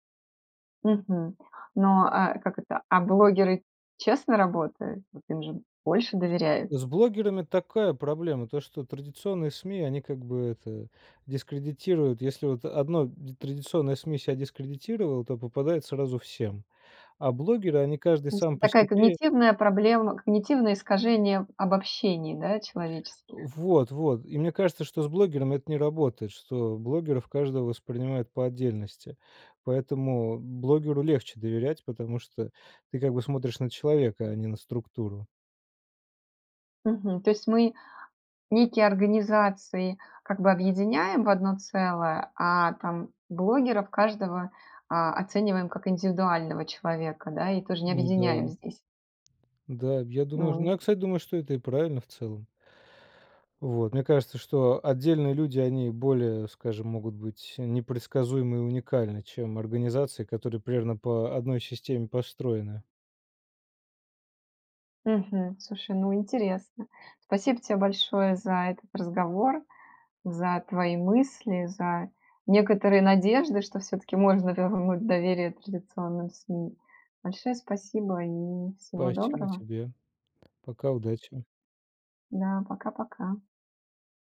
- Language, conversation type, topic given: Russian, podcast, Почему люди доверяют блогерам больше, чем традиционным СМИ?
- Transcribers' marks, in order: tapping